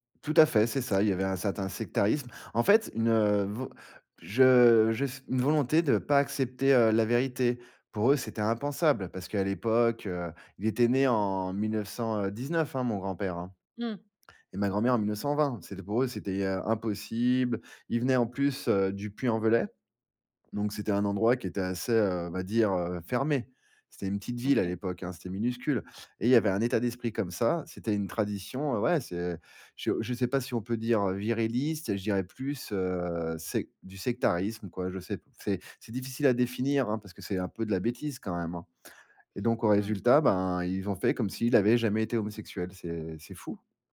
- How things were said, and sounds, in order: drawn out: "une"; stressed: "impossible"
- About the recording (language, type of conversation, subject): French, podcast, Comment conciliez-vous les traditions et la liberté individuelle chez vous ?